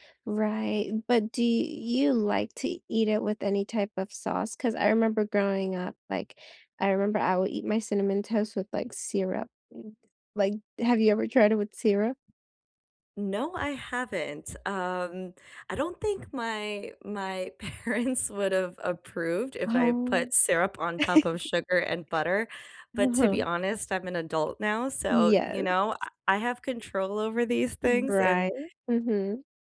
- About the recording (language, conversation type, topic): English, unstructured, What is your go-to comfort food, and what memories, feelings, or rituals make it so soothing?
- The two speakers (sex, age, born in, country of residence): female, 20-24, United States, United States; female, 35-39, United States, United States
- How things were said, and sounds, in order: other background noise; laughing while speaking: "parents"; chuckle